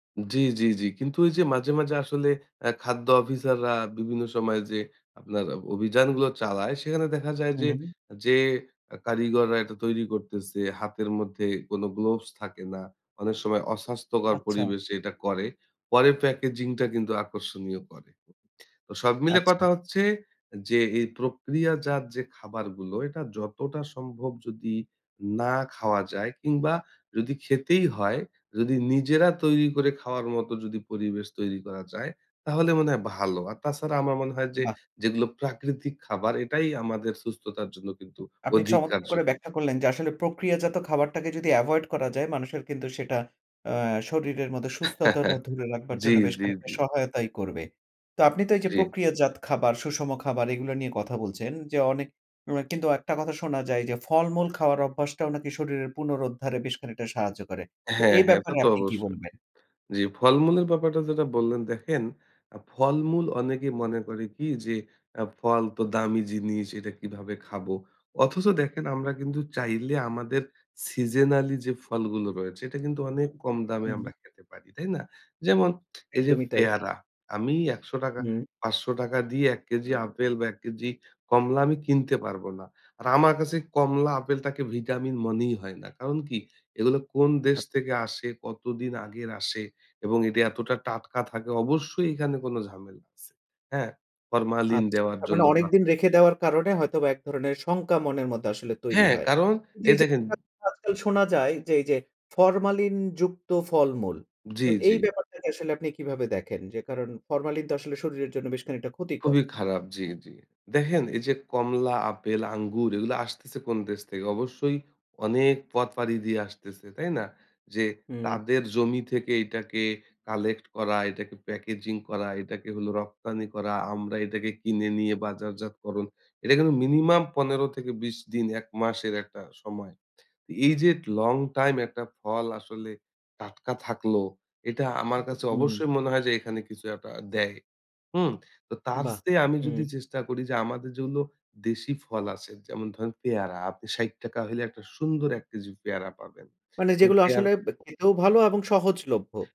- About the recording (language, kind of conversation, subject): Bengali, podcast, প্রতিদিনের কোন কোন ছোট অভ্যাস আরোগ্যকে ত্বরান্বিত করে?
- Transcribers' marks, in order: tapping; chuckle; "সিজনাল" said as "সিজেনালি"; "কমলা" said as "কম্লা"; "কমলা" said as "কম্লা"; unintelligible speech; "কমলা" said as "কম্লা"; lip smack; horn; other background noise; "চেয়ে" said as "ছেয়ে"